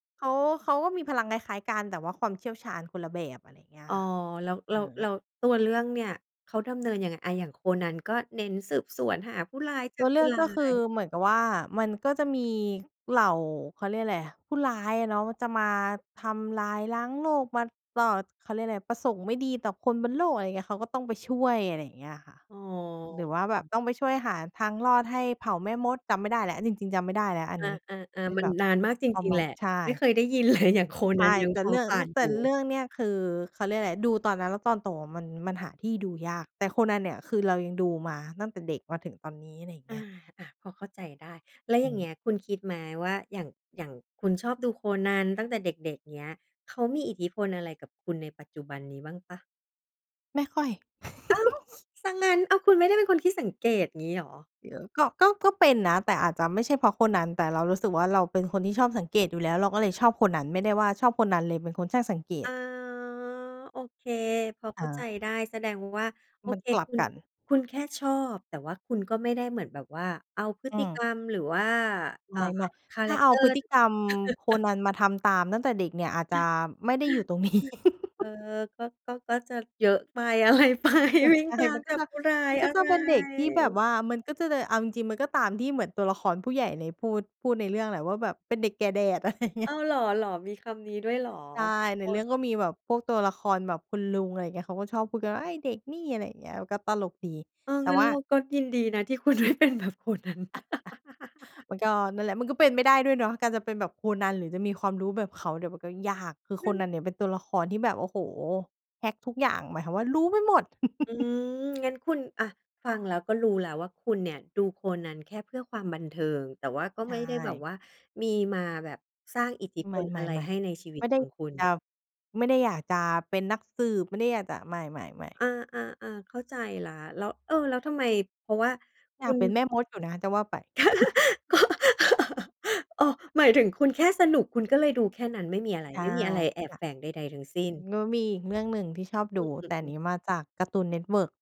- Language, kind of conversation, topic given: Thai, podcast, คุณยังจำรายการโทรทัศน์สมัยเด็กๆ ที่ประทับใจได้ไหม?
- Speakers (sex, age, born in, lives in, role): female, 30-34, Thailand, Thailand, guest; female, 40-44, Thailand, Thailand, host
- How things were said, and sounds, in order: other noise; laughing while speaking: "เลย"; giggle; chuckle; laughing while speaking: "นี้"; giggle; laughing while speaking: "อะไรไป"; laughing while speaking: "อะ ใช่"; "เลย" said as "เดย"; laughing while speaking: "อะไรอย่างเงี้ย"; laughing while speaking: "ไม่เป็นแบบโคนัน"; laugh; laugh; laugh; laughing while speaking: "ก็"; laugh; chuckle